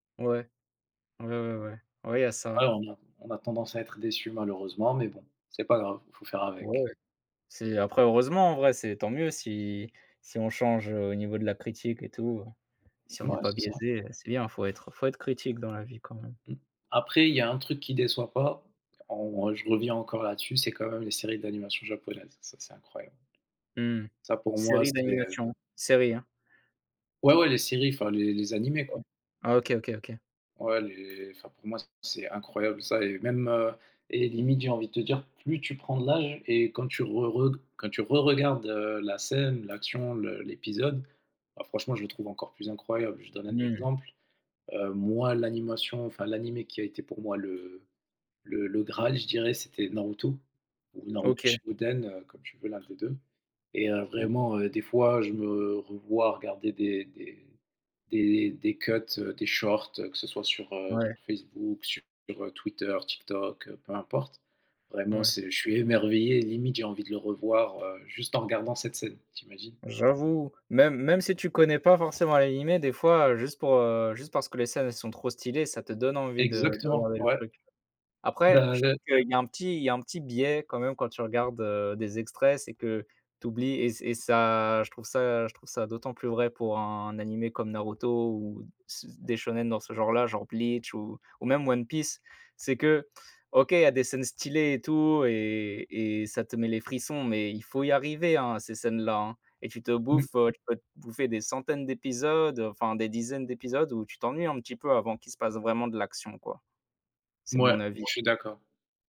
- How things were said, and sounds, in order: other background noise; tapping; in English: "shorts"
- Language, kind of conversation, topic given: French, unstructured, Quel est le film qui vous a le plus marqué récemment ?
- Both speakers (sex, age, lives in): male, 20-24, France; male, 25-29, France